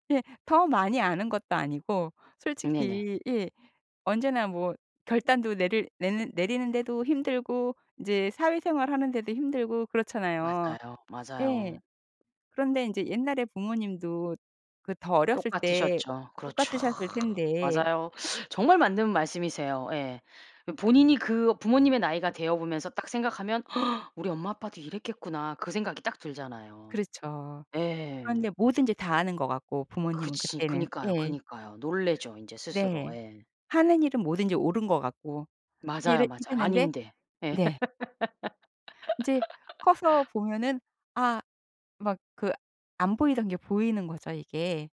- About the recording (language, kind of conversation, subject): Korean, podcast, 가족의 과도한 기대를 어떻게 현명하게 다루면 좋을까요?
- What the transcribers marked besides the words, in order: other background noise; gasp; laugh